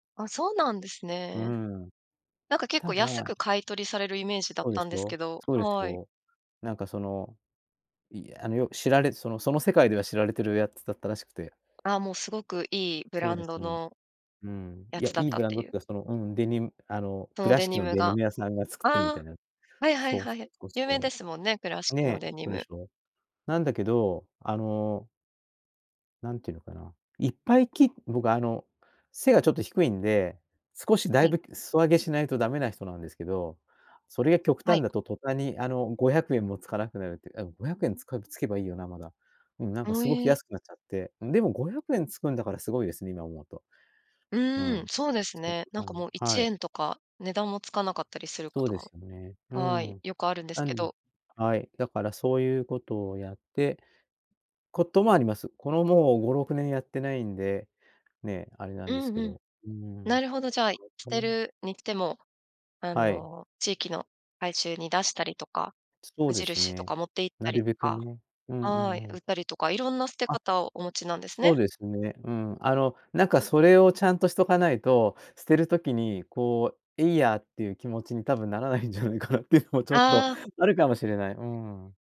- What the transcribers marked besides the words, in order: tapping; unintelligible speech; laughing while speaking: "多分ならないんじゃないかなっていうのも"
- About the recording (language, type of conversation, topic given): Japanese, podcast, 着なくなった服はどう処分していますか？